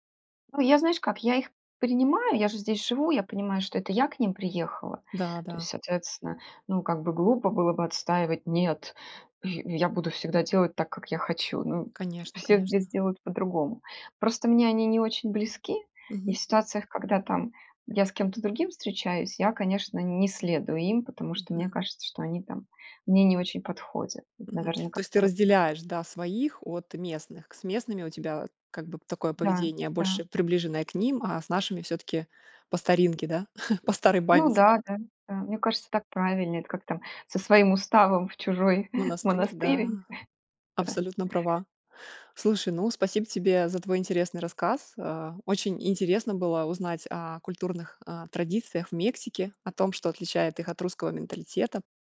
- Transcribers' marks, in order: tapping; chuckle; laughing while speaking: "чужой монастырь"
- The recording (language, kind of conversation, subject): Russian, podcast, Когда вы впервые почувствовали культурную разницу?